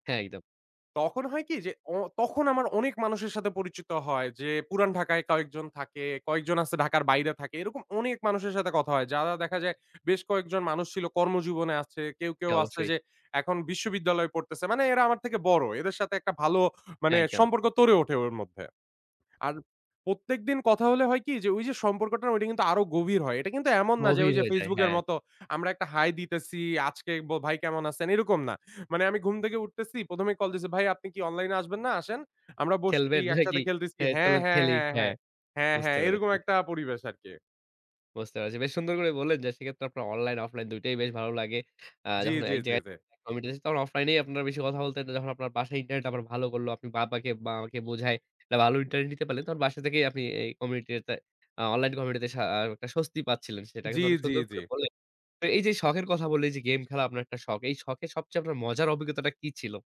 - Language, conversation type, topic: Bengali, podcast, কোন শখের মাধ্যমে আপনি নতুন বন্ধু বা একটি নতুন কমিউনিটি পেয়েছেন, আর সেটা কীভাবে হলো?
- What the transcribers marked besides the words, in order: "গড়ে" said as "তরে"; other background noise